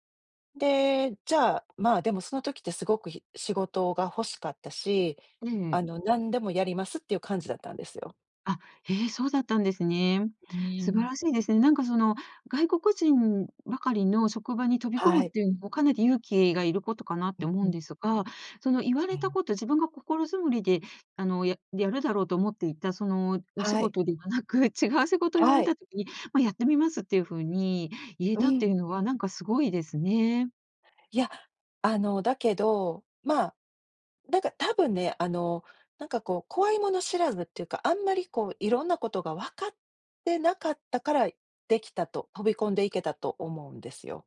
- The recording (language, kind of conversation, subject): Japanese, podcast, 支えになった人やコミュニティはありますか？
- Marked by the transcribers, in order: none